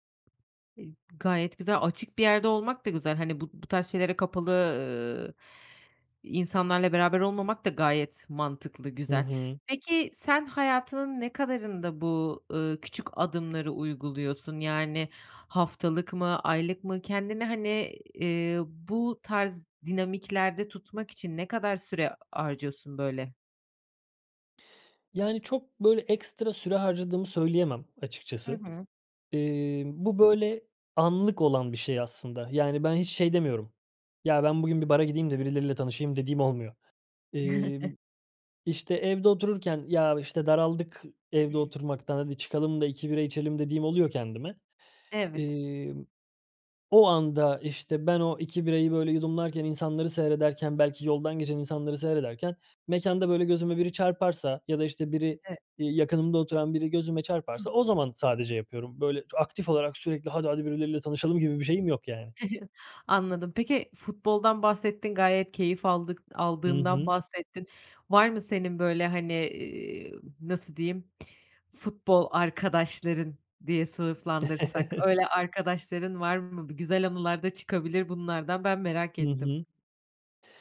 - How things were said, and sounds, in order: tapping; other background noise; chuckle; throat clearing; chuckle; chuckle
- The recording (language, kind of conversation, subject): Turkish, podcast, Küçük adımlarla sosyal hayatımızı nasıl canlandırabiliriz?